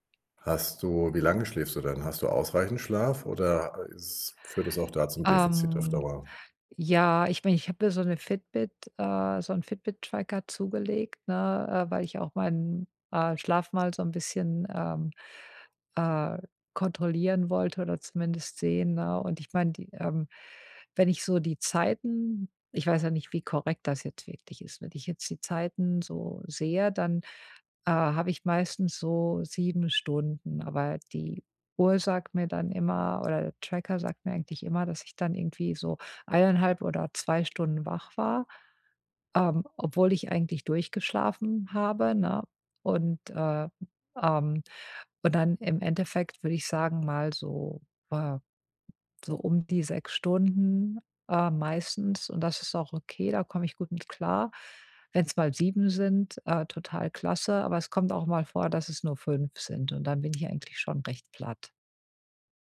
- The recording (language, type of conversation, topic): German, advice, Wie kann ich trotz abendlicher Gerätenutzung besser einschlafen?
- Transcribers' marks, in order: none